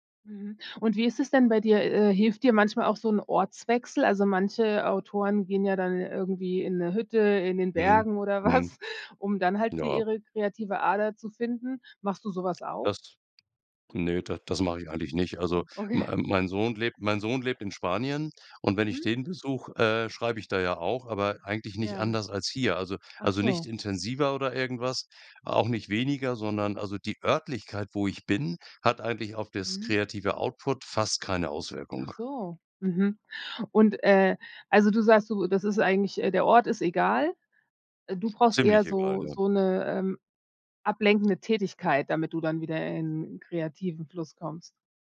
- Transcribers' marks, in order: laughing while speaking: "was"; other background noise; laughing while speaking: "okay"
- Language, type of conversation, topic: German, podcast, Wie entwickelst du kreative Gewohnheiten im Alltag?